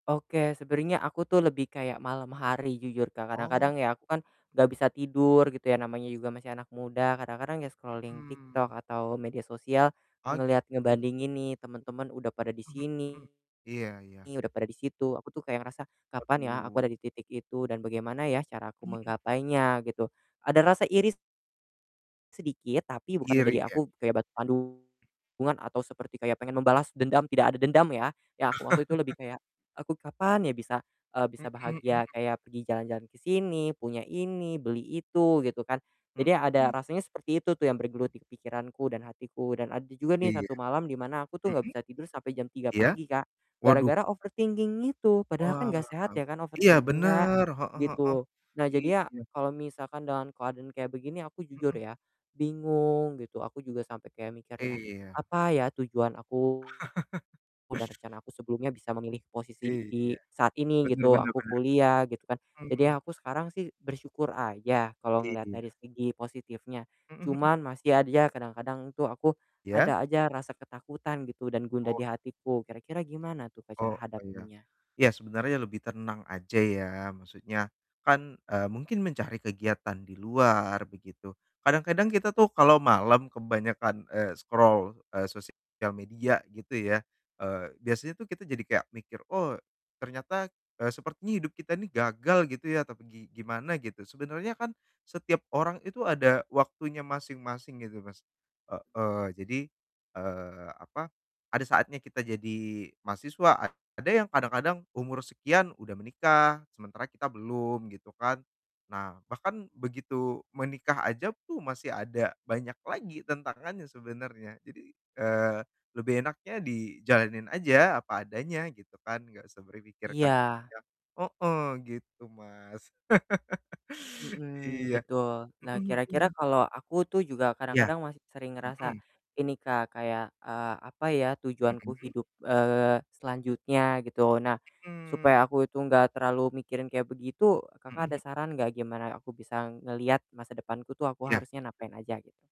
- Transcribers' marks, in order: static; in English: "scrolling"; distorted speech; other background noise; unintelligible speech; tapping; laugh; in English: "overthinking"; in English: "overthinking"; laugh; "aja" said as "adja"; in English: "scroll"; "pun" said as "pu"; chuckle
- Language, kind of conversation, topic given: Indonesian, advice, Bagaimana cara mengatasi ketakutan akan kegagalan di masa depan?